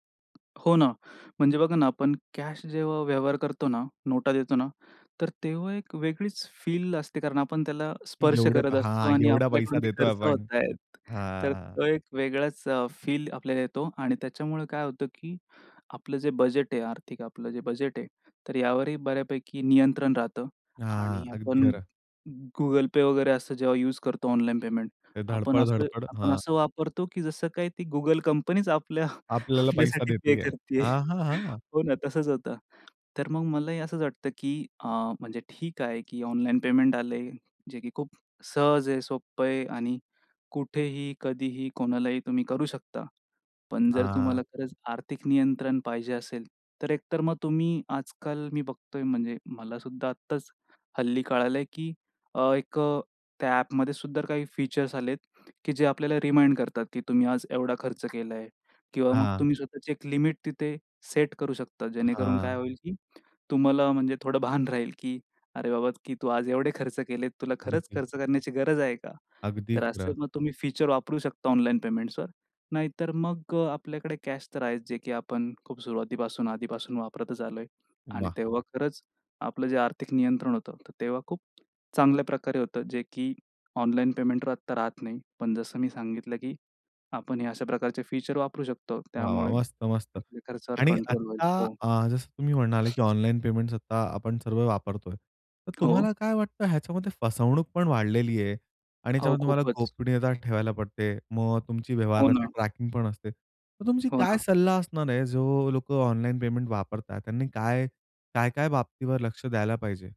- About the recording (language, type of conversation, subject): Marathi, podcast, ऑनलाइन देयकांमुळे तुमचे व्यवहार कसे बदलले आहेत?
- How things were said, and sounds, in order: tapping; "होत आहेत" said as "होतायेत"; chuckle; "देते आहे" said as "देतीये"; in English: "रिमाइंड"; other background noise